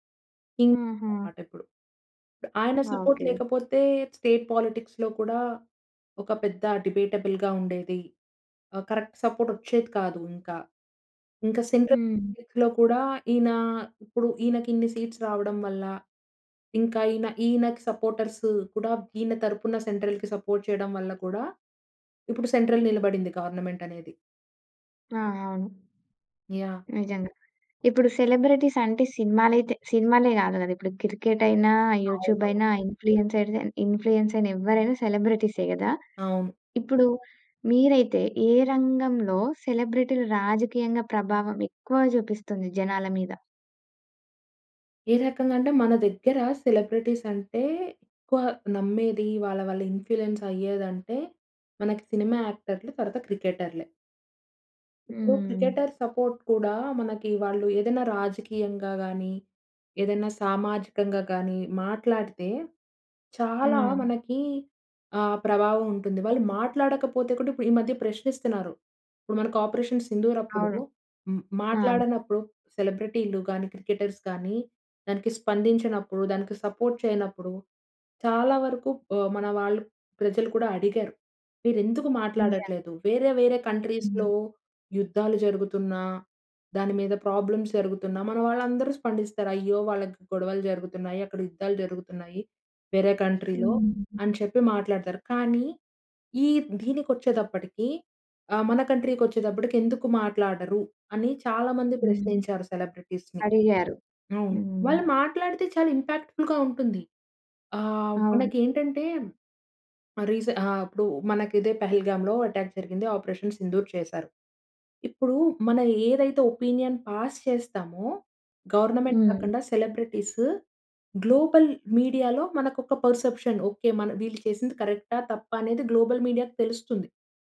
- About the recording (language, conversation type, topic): Telugu, podcast, సెలబ్రిటీలు రాజకీయ విషయాలపై మాట్లాడితే ప్రజలపై ఎంత మేర ప్రభావం పడుతుందనుకుంటున్నారు?
- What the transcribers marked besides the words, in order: in English: "కింగ్"; in English: "సపోర్ట్"; in English: "స్టేట్ పోలిటిక్స్‌లో"; in English: "డిబేటబుల్‌గా"; in English: "కరెక్ట్ సపోర్ట్"; in English: "సెంట్రల్ సీట్‌లో"; in English: "సీట్స్"; in English: "సెంట్రల్‌కి సపోర్ట్"; in English: "సెంట్రల్"; in English: "గవర్నమెంట్"; in English: "సెలబ్రిటీస్"; in English: "క్రికెట్"; in English: "యూట్యూబ్"; in English: "ఇన్ఫ్లుయెన్సర్‌గా ఇన్ఫ్లుయెన్స్‌ర్"; in English: "సెలబ్రిటీస్"; in English: "ఇన్ఫ్లుయెన్స్"; in English: "క్రికెటర్ సపోర్ట్"; in English: "క్రికెటర్స్"; in English: "సపోర్ట్"; unintelligible speech; in English: "కంట్రీస్‌లో"; in English: "ప్రాబ్లమ్స్"; in English: "కంట్రీలో"; in English: "కంట్రీకి"; other background noise; in English: "సెలబ్రిటీస్‌ని"; in English: "ఇంపాక్ట్ ఫుల్‌గా"; in English: "అటాక్"; in English: "ఒపీనియన్ పాస్"; in English: "గవర్నమెంట్"; in English: "గ్లోబల్ మీడియాలో"; in English: "పర్సెప్షన్"; in English: "గ్లోబల్ మీడియాకి"